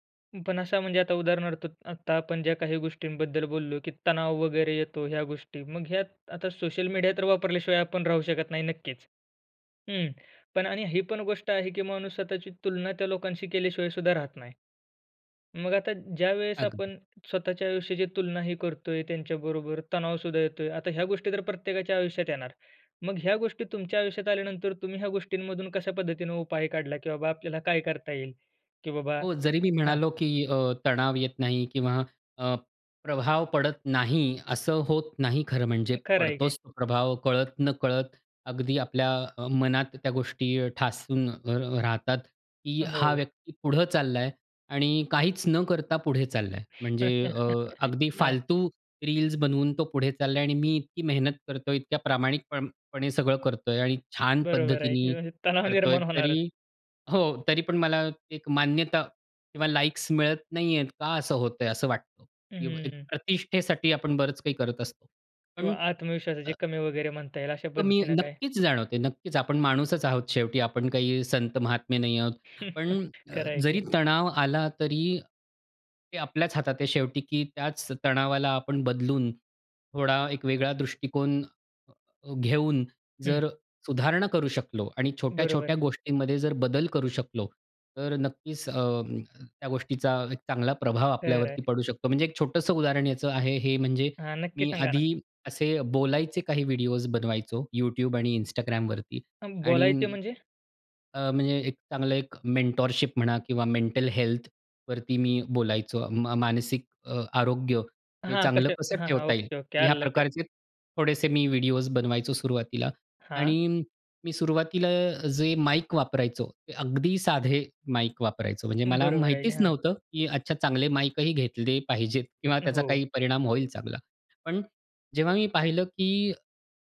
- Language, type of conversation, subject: Marathi, podcast, सोशल मीडियावरील तुलना आपल्या मनावर कसा परिणाम करते, असं तुम्हाला वाटतं का?
- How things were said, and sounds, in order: tapping; chuckle; laughing while speaking: "हां"; laughing while speaking: "तणाव निर्माण होणारच"; chuckle; in English: "मेंटॉरशिप"; in English: "मेंटल हेल्थवरती"